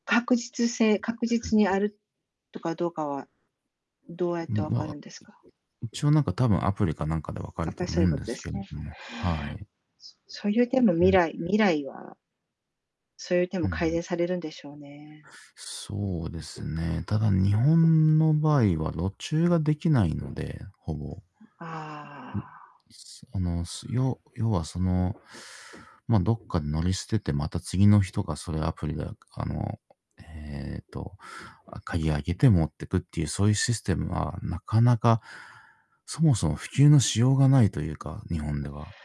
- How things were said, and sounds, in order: static; unintelligible speech; other background noise; distorted speech; drawn out: "ああ"
- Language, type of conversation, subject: Japanese, unstructured, 未来の交通はどのように変わっていくと思いますか？